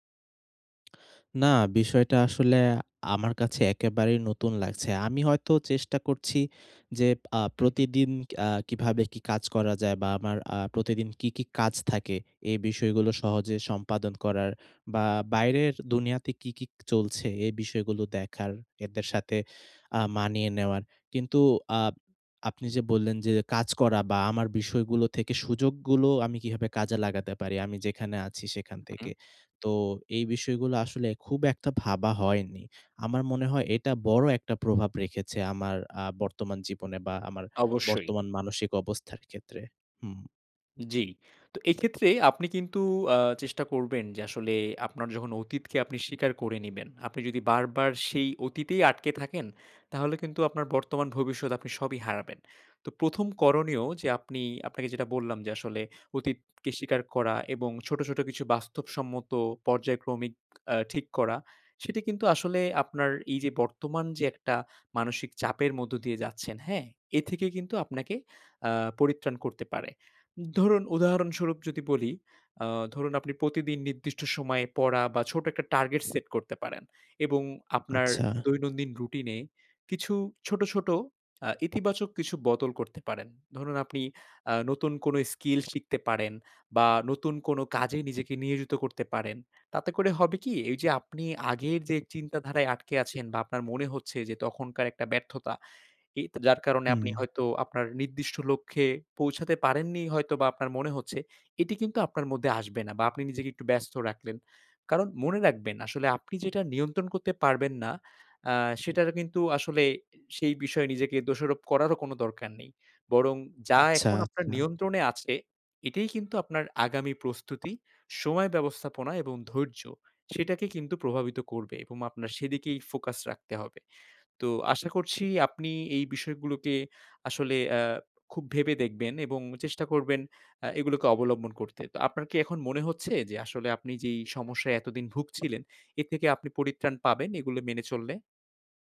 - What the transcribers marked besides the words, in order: none
- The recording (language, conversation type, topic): Bengali, advice, আপনার অতীতে করা ভুলগুলো নিয়ে দীর্ঘদিন ধরে জমে থাকা রাগটি আপনি কেমন অনুভব করছেন?